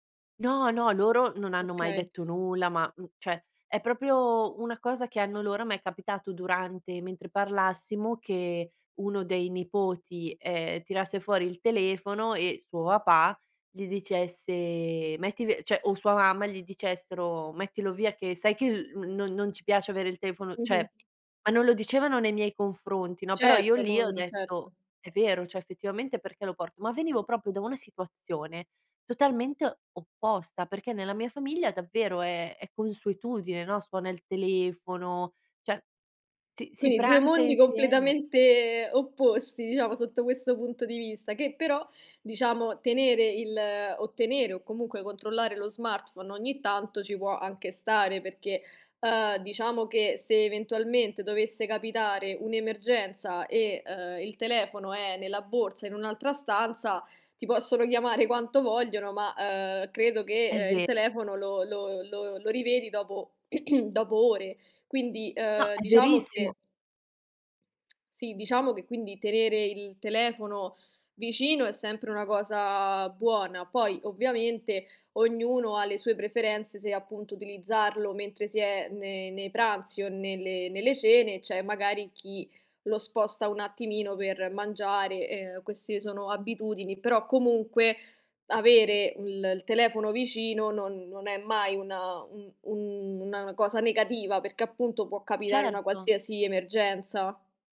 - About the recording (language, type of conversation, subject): Italian, podcast, Ti capita mai di controllare lo smartphone mentre sei con amici o famiglia?
- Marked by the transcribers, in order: other background noise; "proprio" said as "propio"; throat clearing